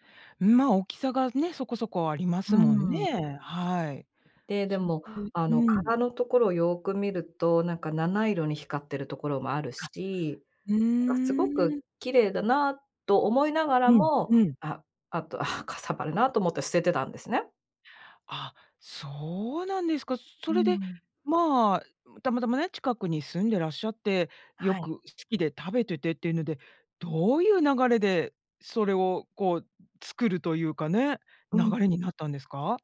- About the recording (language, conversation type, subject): Japanese, podcast, あなたの一番好きな創作系の趣味は何ですか？
- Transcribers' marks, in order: laughing while speaking: "あとは"